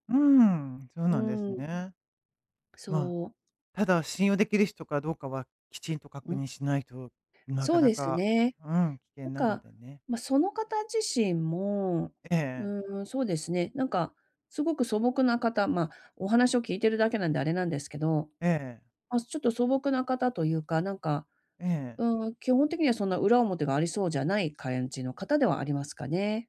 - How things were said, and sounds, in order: "感じ" said as "かえんじ"
- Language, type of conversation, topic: Japanese, advice, 別れで失った自信を、日々の習慣で健康的に取り戻すにはどうすればよいですか？